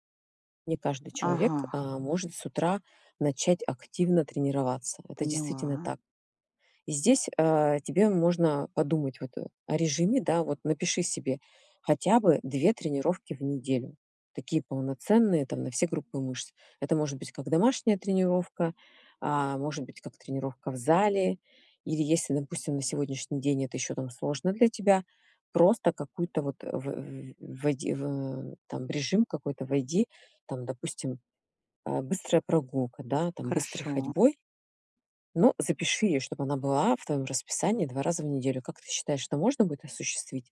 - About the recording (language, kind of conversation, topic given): Russian, advice, Как мне выработать привычку регулярно заниматься спортом без чрезмерных усилий?
- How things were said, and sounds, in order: tapping